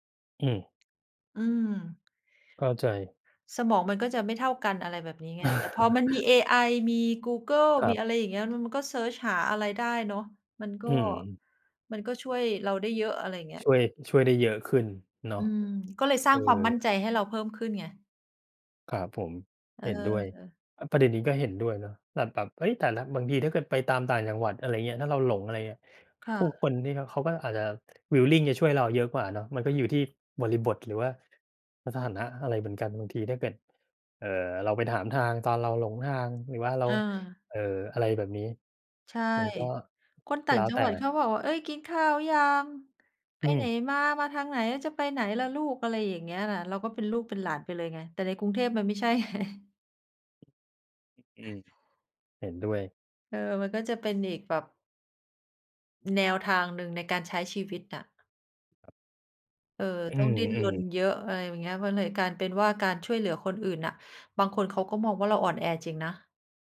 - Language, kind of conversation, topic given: Thai, unstructured, คุณคิดว่าการขอความช่วยเหลือเป็นเรื่องอ่อนแอไหม?
- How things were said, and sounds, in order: other background noise; tapping; chuckle; in English: "willing"; laughing while speaking: "ไง"